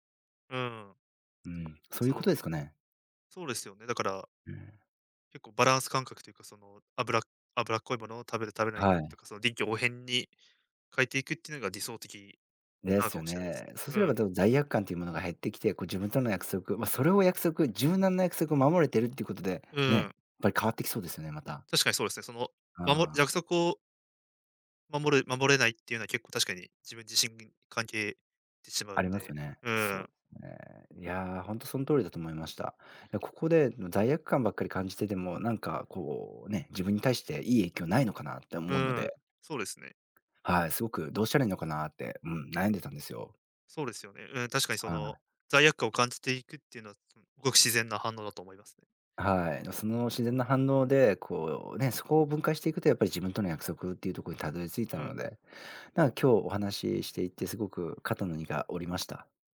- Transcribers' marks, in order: none
- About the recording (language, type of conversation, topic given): Japanese, advice, 外食や飲み会で食べると強い罪悪感を感じてしまうのはなぜですか？